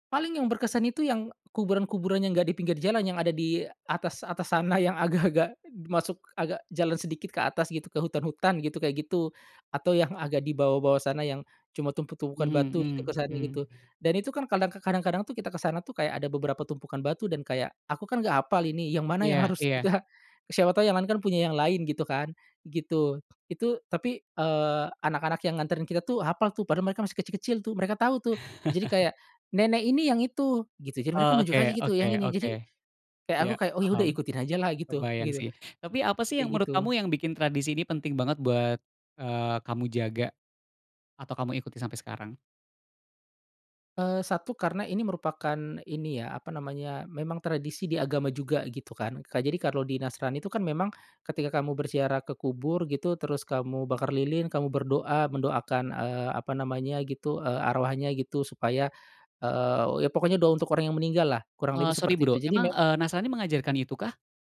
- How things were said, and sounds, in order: laughing while speaking: "sana, yang agak-agak"; laughing while speaking: "harus kita"; chuckle
- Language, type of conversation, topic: Indonesian, podcast, Tradisi budaya apa yang selalu kamu jaga, dan bagaimana kamu menjalankannya?